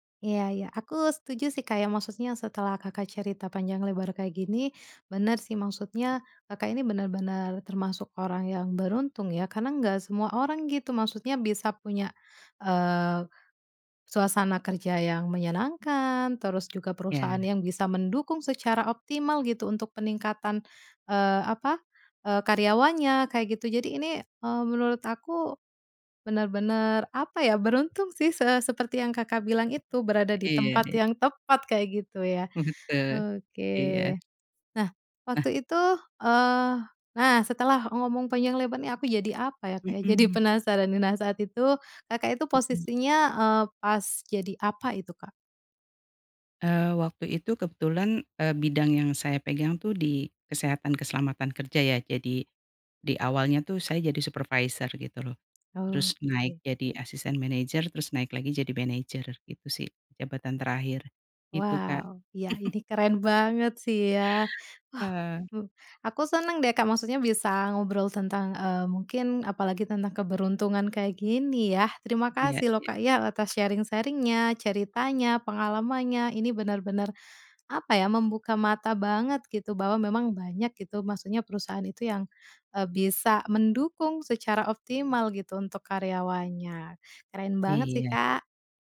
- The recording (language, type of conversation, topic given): Indonesian, podcast, Apakah kamu pernah mendapat kesempatan karena berada di tempat yang tepat pada waktu yang tepat?
- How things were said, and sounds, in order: other background noise; "Iya" said as "iyae"; laughing while speaking: "Betul"; chuckle; in English: "sharing-sharing-nya"